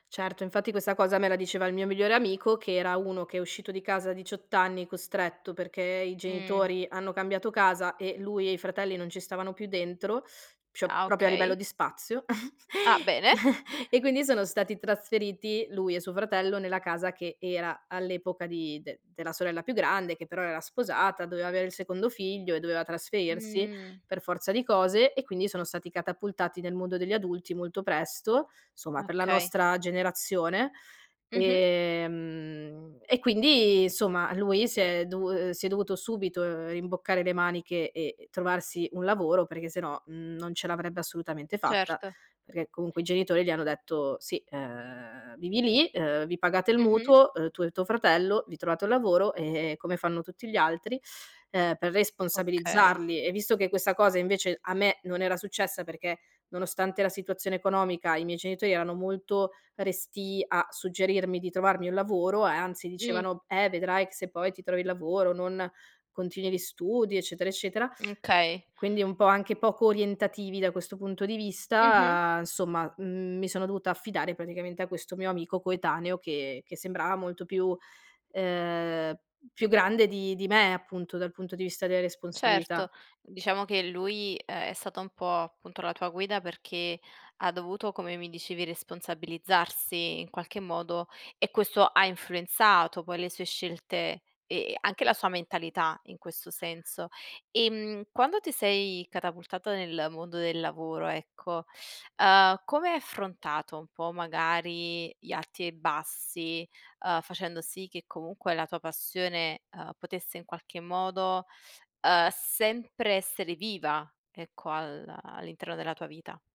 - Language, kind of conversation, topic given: Italian, podcast, Come scegli tra una passione e un lavoro stabile?
- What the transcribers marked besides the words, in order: "proprio" said as "propio"; chuckle; "Perché" said as "pchè"; other background noise